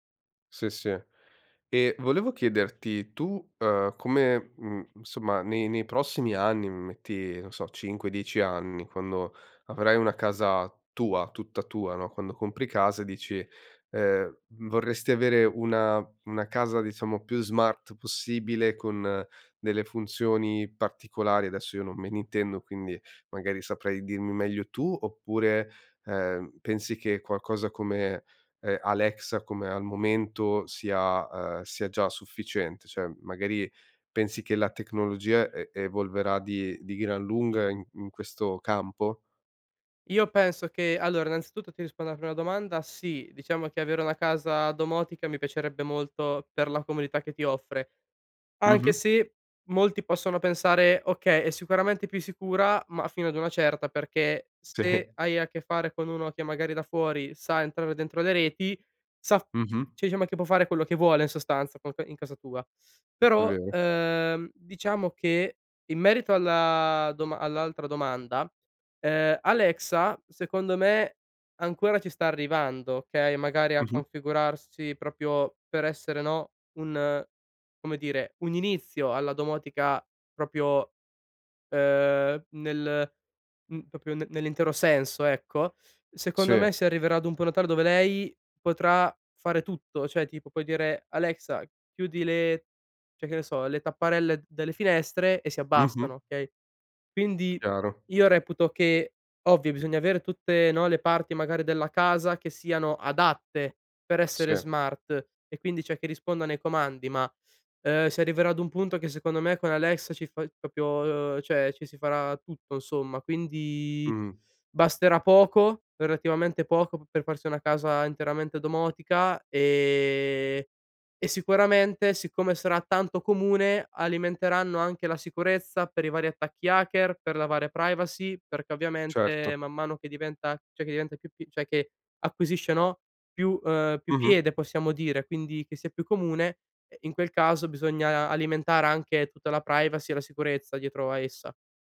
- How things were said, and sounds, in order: laughing while speaking: "Sì"; "proprio" said as "propio"; "proprio" said as "propio"; "proprio" said as "propio"; unintelligible speech; other background noise; "proprio" said as "propio"; "insomma" said as "nsomma"
- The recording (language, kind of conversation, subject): Italian, podcast, Cosa pensi delle case intelligenti e dei dati che raccolgono?